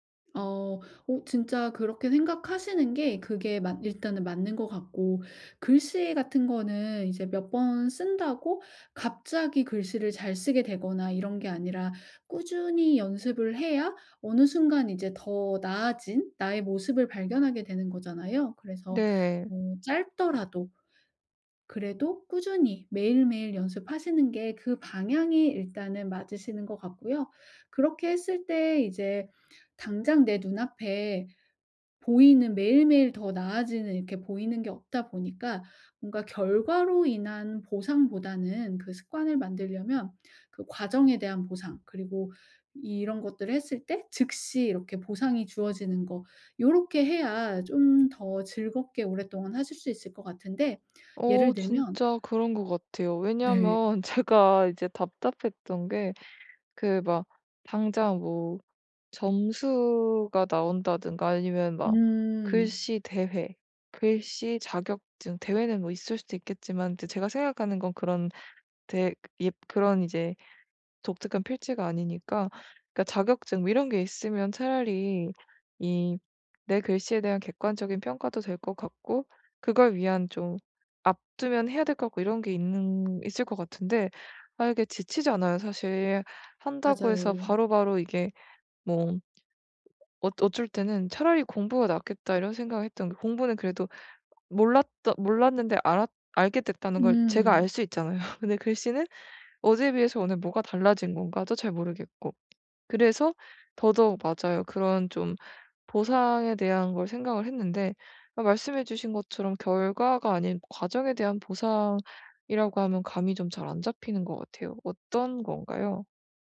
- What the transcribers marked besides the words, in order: laughing while speaking: "제가"; tapping; other background noise; laughing while speaking: "있잖아요"
- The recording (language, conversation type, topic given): Korean, advice, 습관을 오래 유지하는 데 도움이 되는 나에게 맞는 간단한 보상은 무엇일까요?